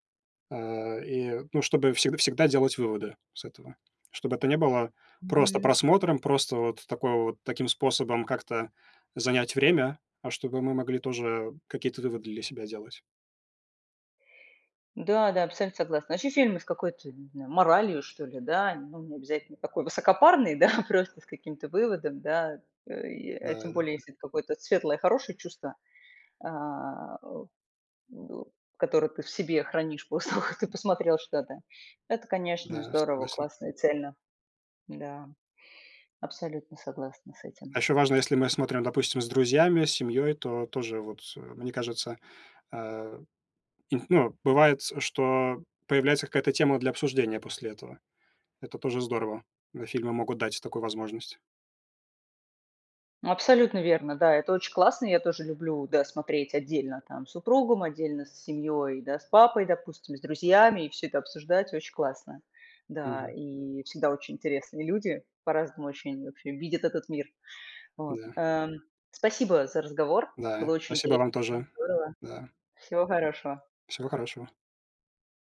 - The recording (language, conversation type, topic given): Russian, unstructured, Почему фильмы часто вызывают сильные эмоции у зрителей?
- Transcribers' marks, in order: laughing while speaking: "да"; grunt; laughing while speaking: "после того"; "Когда" said as "да"; other background noise